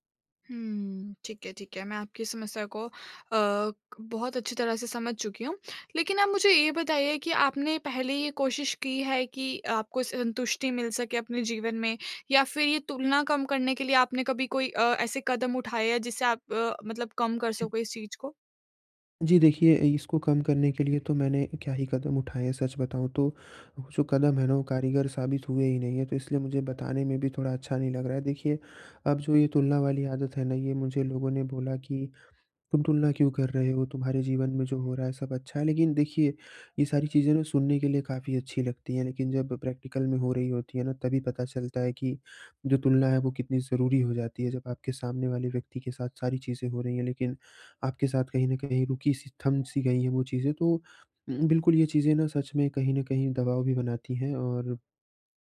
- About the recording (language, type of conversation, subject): Hindi, advice, मैं दूसरों से अपनी तुलना कम करके अधिक संतोष कैसे पा सकता/सकती हूँ?
- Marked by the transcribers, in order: other background noise; in English: "प्रैक्टिकल"